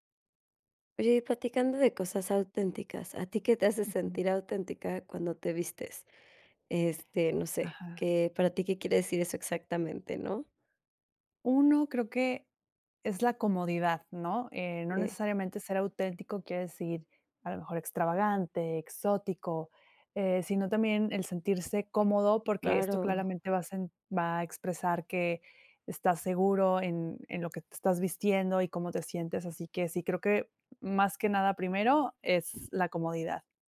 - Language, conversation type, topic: Spanish, podcast, ¿Qué te hace sentir auténtico al vestirte?
- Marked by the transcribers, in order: none